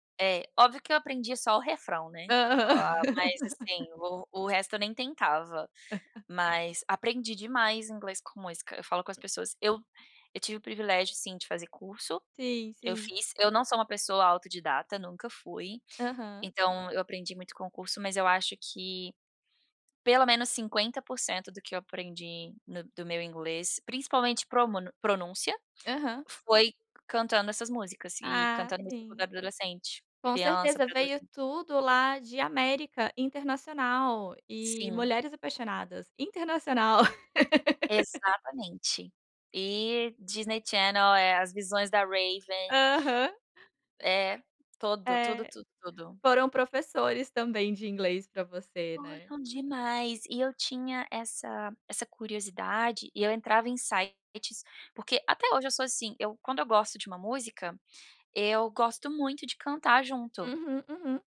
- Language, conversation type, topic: Portuguese, podcast, Qual canção te transporta imediatamente para outra época da vida?
- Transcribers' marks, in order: laugh; laugh; other noise; tapping; laugh